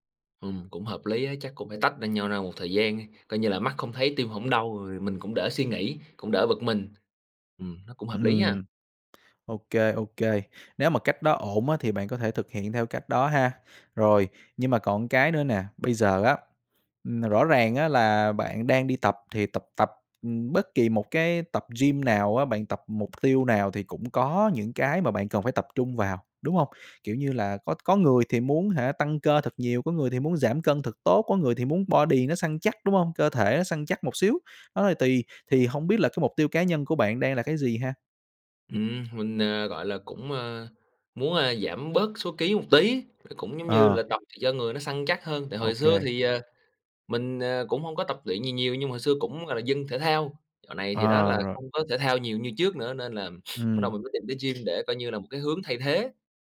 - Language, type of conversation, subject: Vietnamese, advice, Làm thế nào để xử lý mâu thuẫn với bạn tập khi điều đó khiến bạn mất hứng thú luyện tập?
- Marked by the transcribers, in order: other background noise; tapping; in English: "body"; sniff